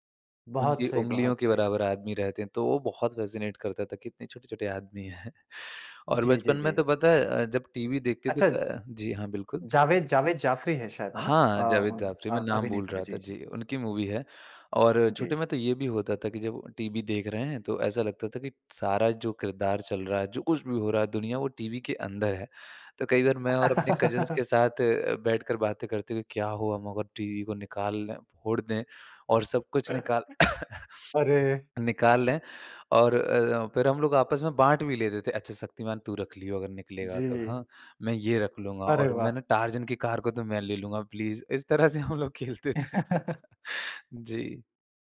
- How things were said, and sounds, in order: in English: "फ़ैसिनेट"; laughing while speaking: "आदमी हैं"; in English: "मूवी"; laugh; in English: "कज़िन्स"; chuckle; cough; in English: "कार"; laughing while speaking: "इस तरह से हम लोग खेलते थे"; laugh
- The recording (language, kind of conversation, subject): Hindi, podcast, किस फिल्म ने आपको असल ज़िंदगी से कुछ देर के लिए भूलाकर अपनी दुनिया में खो जाने पर मजबूर किया?